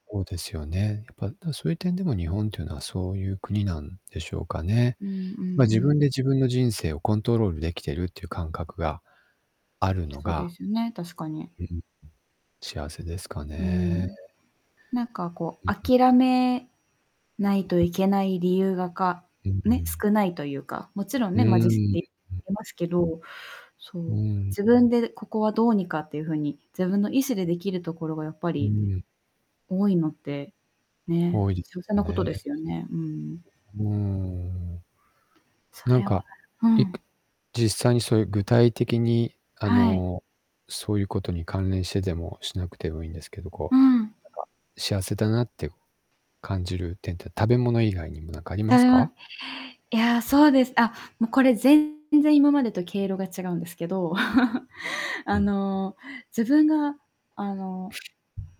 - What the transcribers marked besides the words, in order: static; distorted speech; unintelligible speech; chuckle; other background noise
- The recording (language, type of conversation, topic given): Japanese, unstructured, あなたが「幸せだな」と感じる瞬間はいつですか？